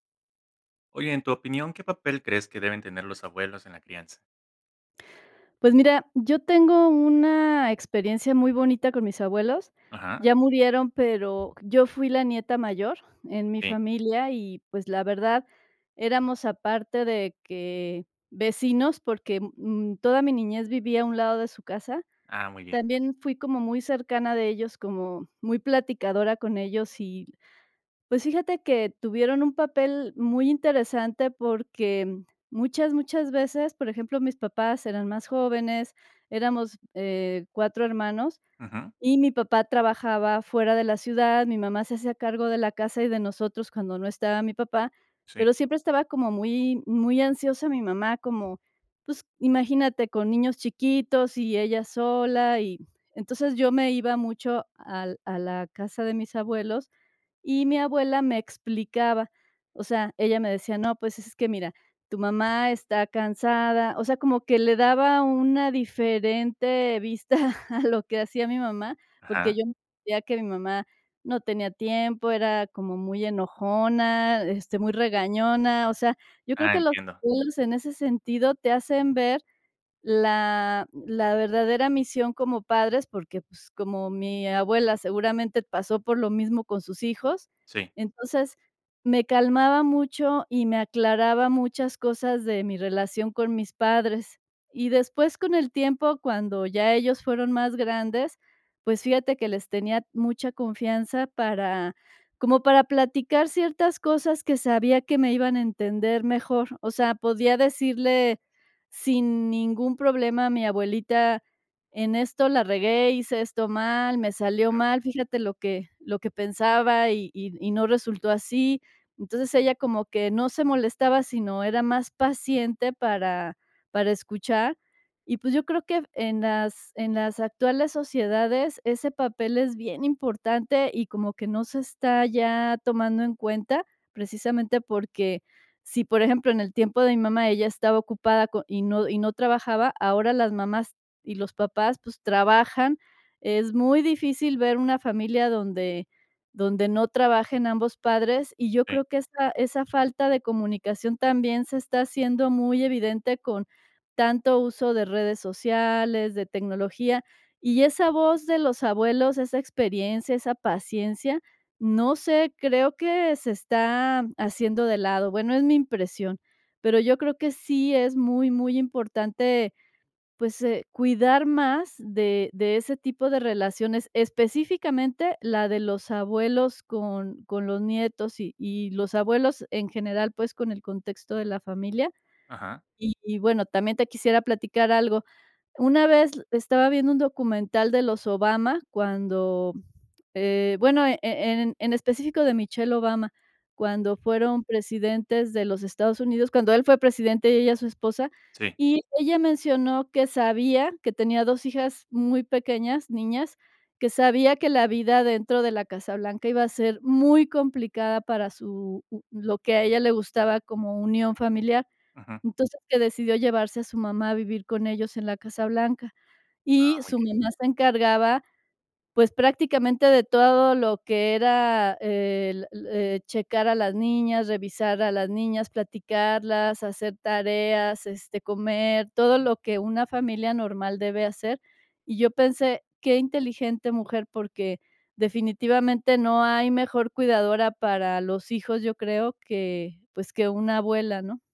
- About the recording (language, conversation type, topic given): Spanish, podcast, ¿Qué papel crees que deben tener los abuelos en la crianza?
- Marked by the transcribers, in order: laughing while speaking: "a"; other background noise